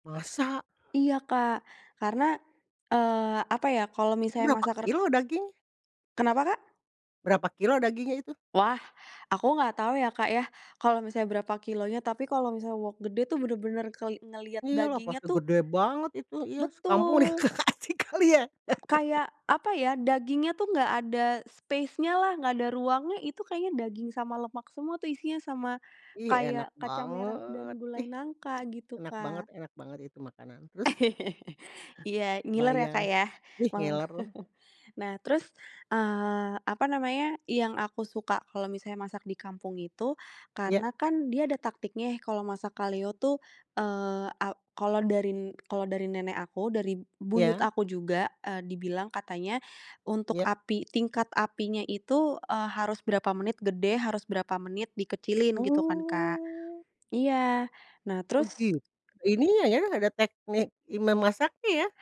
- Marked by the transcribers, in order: laughing while speaking: "itu dikasih kali ya"; laugh; in English: "spacenya"; tongue click; tapping; laugh; laugh; drawn out: "Oh"
- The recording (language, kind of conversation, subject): Indonesian, podcast, Bagaimana keluarga kalian menjaga dan mewariskan resep masakan turun-temurun?